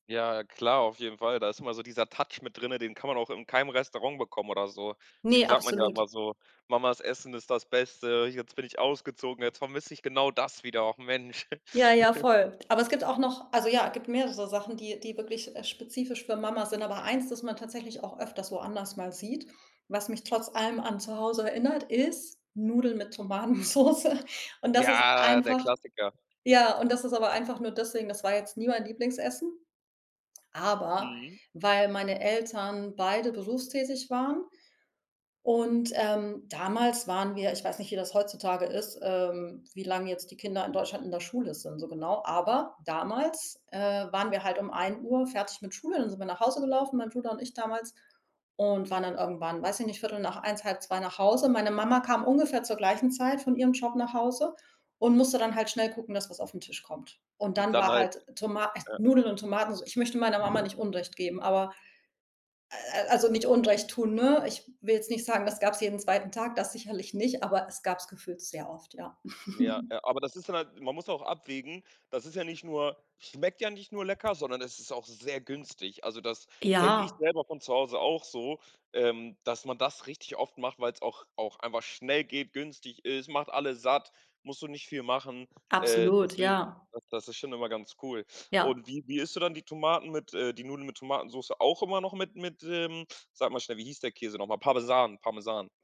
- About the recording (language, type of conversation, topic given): German, podcast, Welche Gerichte erinnern dich sofort an Zuhause?
- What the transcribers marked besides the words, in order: chuckle; laughing while speaking: "Tomatensoße"; other background noise; chuckle